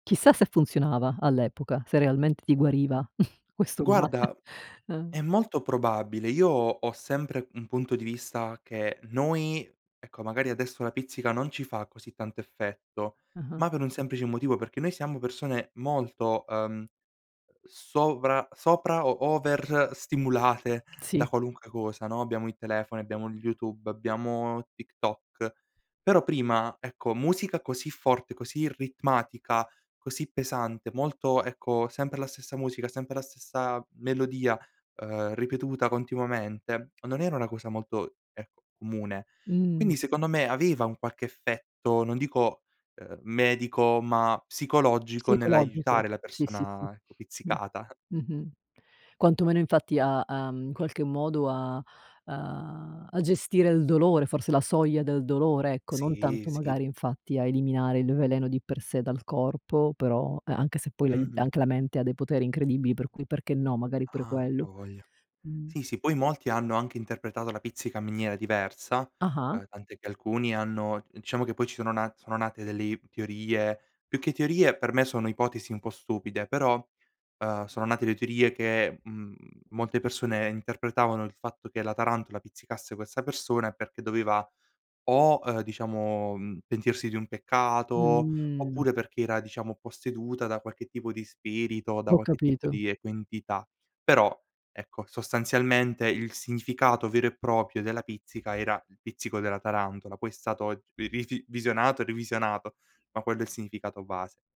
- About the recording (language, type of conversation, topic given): Italian, podcast, Quali tradizioni musicali della tua regione ti hanno segnato?
- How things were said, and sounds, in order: chuckle; laughing while speaking: "male"; sigh; in English: "over"; laughing while speaking: "stimulate"; "stimolate" said as "stimulate"; other background noise; laughing while speaking: "pizzicata"; "sostanzialmente" said as "sostazialmente"